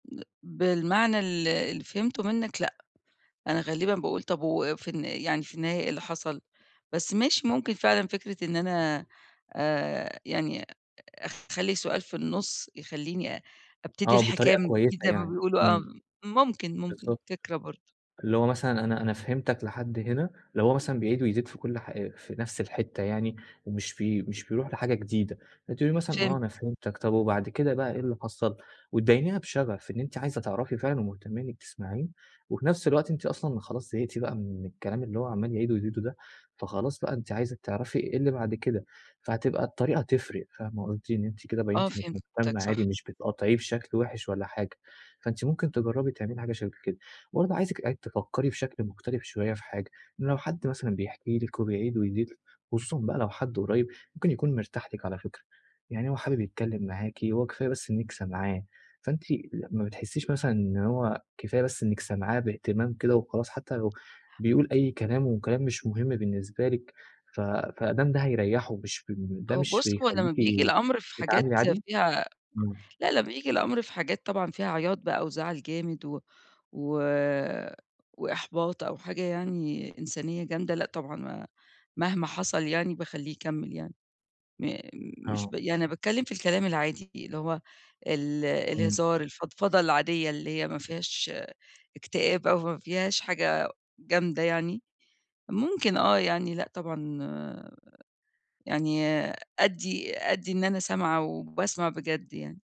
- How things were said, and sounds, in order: unintelligible speech; tapping
- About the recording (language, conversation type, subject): Arabic, advice, إزاي أقدر أطور مهارة إني أسمع بوعي وأفهم مشاعر اللي قدامي أثناء الكلام؟